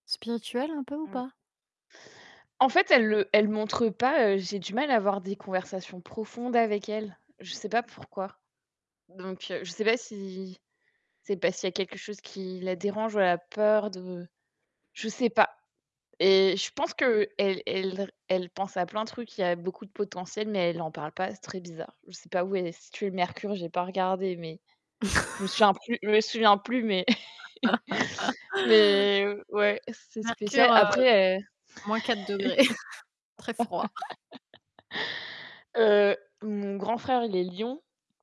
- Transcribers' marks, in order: static; distorted speech; laugh; laugh; laughing while speaking: "mais"; chuckle; laugh
- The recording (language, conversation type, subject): French, unstructured, Quel aspect de votre vie aimeriez-vous simplifier pour gagner en sérénité ?